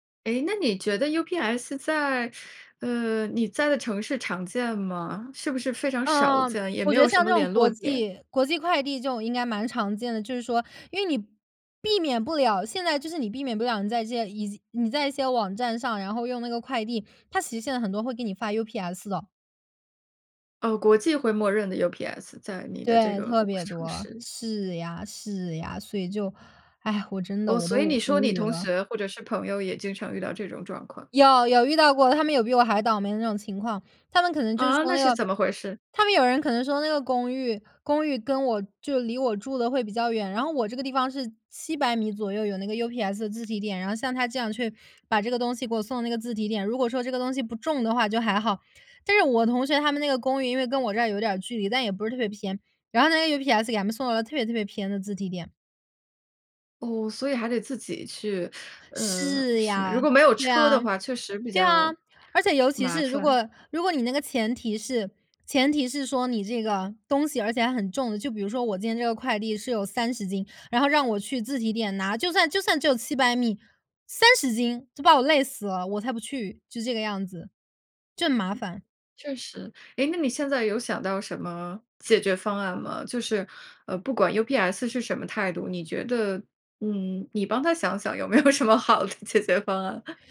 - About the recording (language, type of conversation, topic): Chinese, podcast, 你有没有遇到过网络诈骗，你是怎么处理的？
- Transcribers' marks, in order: "经" said as "资"; other background noise; teeth sucking; lip smack; angry: "三十 斤就把我累死了，我才不去，就这个样子"; laughing while speaking: "有没有什么好的解决方案"